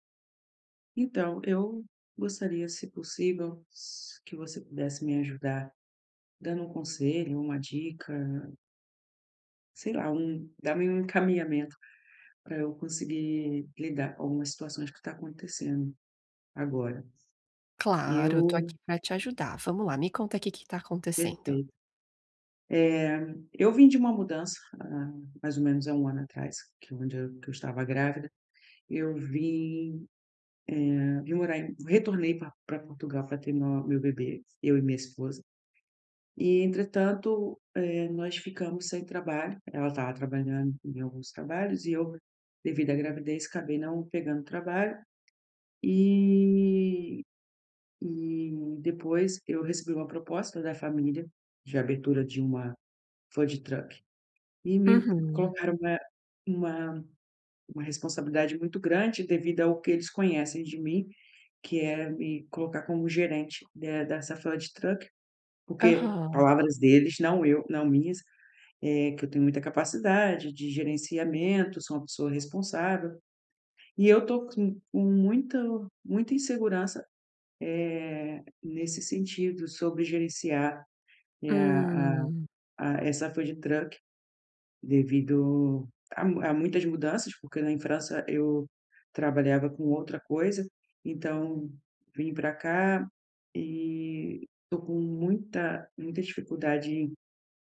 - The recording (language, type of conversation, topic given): Portuguese, advice, Como posso lidar com o medo e a incerteza durante uma transição?
- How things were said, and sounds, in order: other background noise; tapping; drawn out: "E"; in English: "food truck"; in English: "food truck"; in English: "food truck"